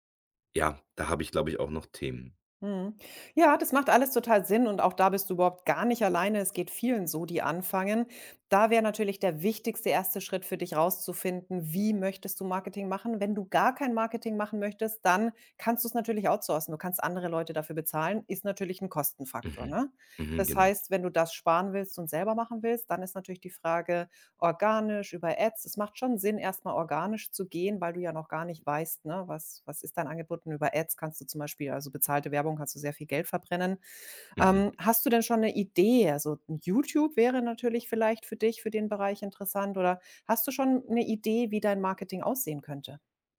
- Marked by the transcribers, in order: in English: "outsourcen"; other background noise
- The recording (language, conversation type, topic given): German, advice, Wie blockiert Prokrastination deinen Fortschritt bei wichtigen Zielen?